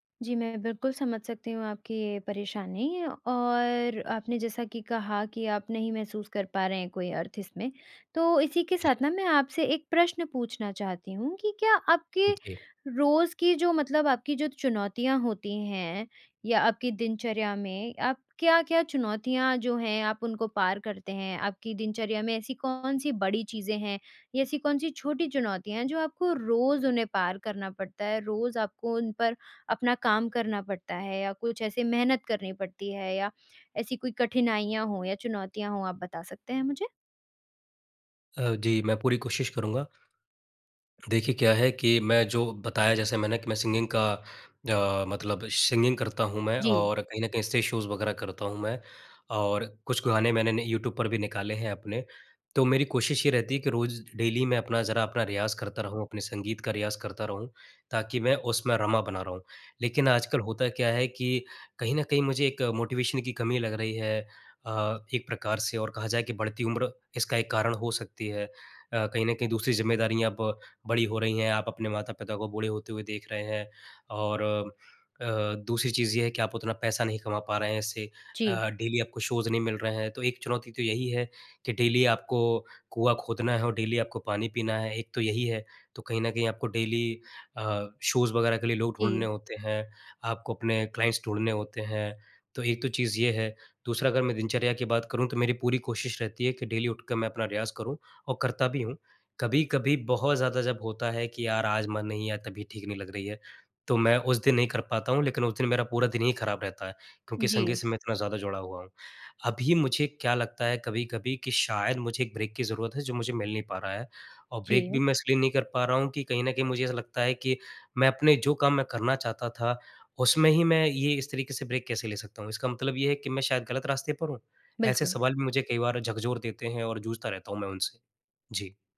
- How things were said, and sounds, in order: in English: "सिंगिंग"; in English: "सिंगिंग"; in English: "स्टेज शोज़"; in English: "डेली"; in English: "मोटिवेशन"; tapping; in English: "डेली"; in English: "शोज़"; in English: "डेली"; in English: "डेली"; in English: "डेली"; in English: "शोज़"; in English: "क्लाइंट्स"; in English: "डेली"; in English: "ब्रेक"; in English: "ब्रेक"; in English: "ब्रेक"
- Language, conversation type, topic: Hindi, advice, आपको अपने करियर में उद्देश्य या संतुष्टि क्यों महसूस नहीं हो रही है?